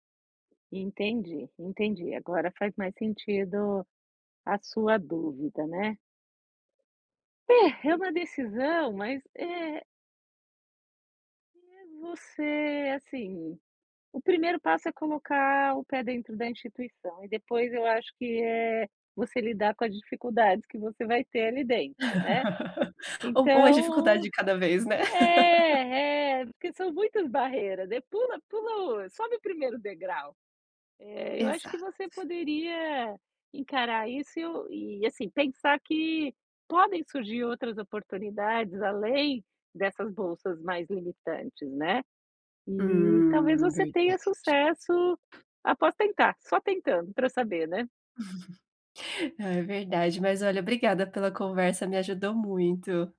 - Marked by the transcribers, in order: laugh; chuckle; tapping; chuckle
- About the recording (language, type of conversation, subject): Portuguese, advice, Como posso voltar a me motivar depois de um retrocesso que quebrou minha rotina?